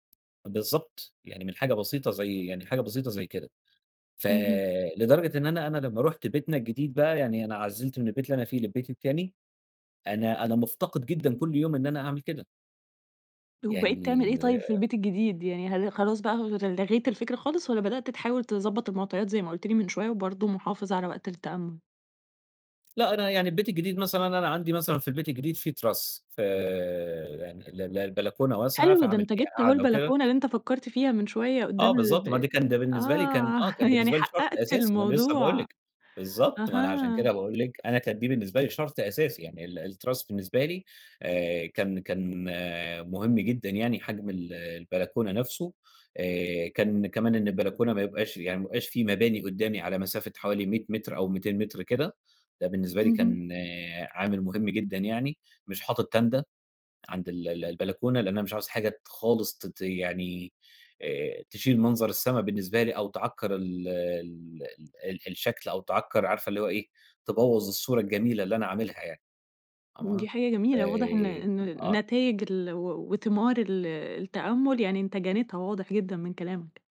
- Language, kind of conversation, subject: Arabic, podcast, هل التأمل لخمس دقايق بس ينفع؟
- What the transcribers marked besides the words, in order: in English: "تِراس"; chuckle; in English: "التِراس"